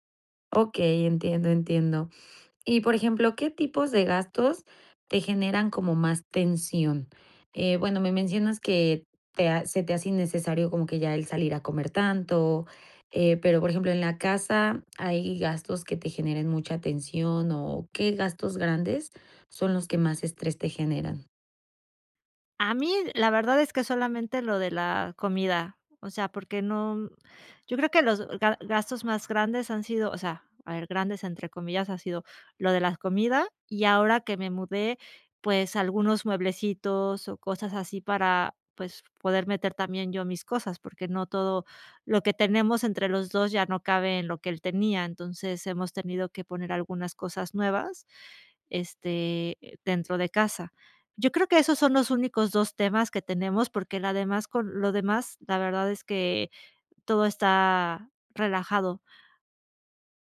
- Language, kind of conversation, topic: Spanish, advice, ¿Cómo puedo hablar con mi pareja sobre nuestras diferencias en la forma de gastar dinero?
- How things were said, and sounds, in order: other noise